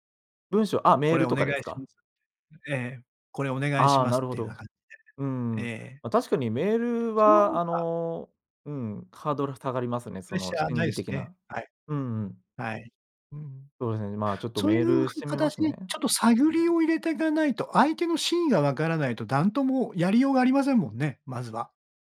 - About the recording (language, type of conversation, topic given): Japanese, advice, 上司や同僚に自分の意見を伝えるのが怖いのはなぜですか？
- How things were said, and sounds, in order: other noise; "なんとも" said as "だんとも"